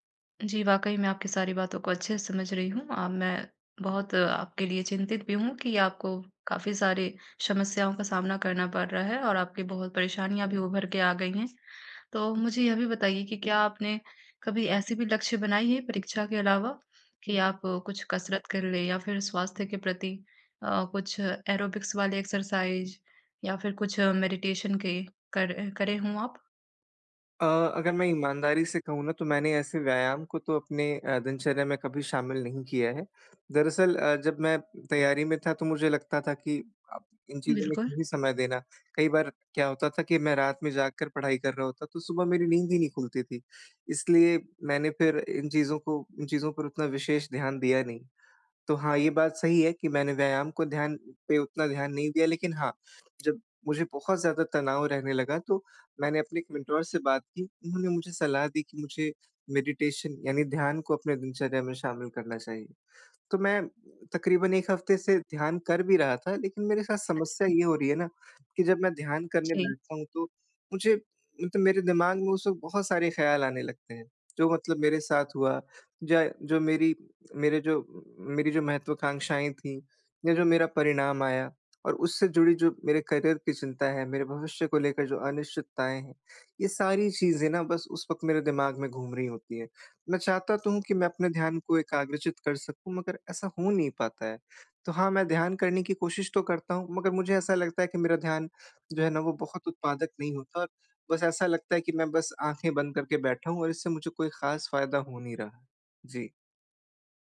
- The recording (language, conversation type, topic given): Hindi, advice, चोट के बाद मैं खुद को मानसिक रूप से कैसे मजबूत और प्रेरित रख सकता/सकती हूँ?
- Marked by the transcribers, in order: in English: "एरोबिक्स"; in English: "एक्सरसाइज़"; in English: "मेडिटेशन"; in English: "मेंटर"; in English: "मेडिटेशन"; in English: "करियर"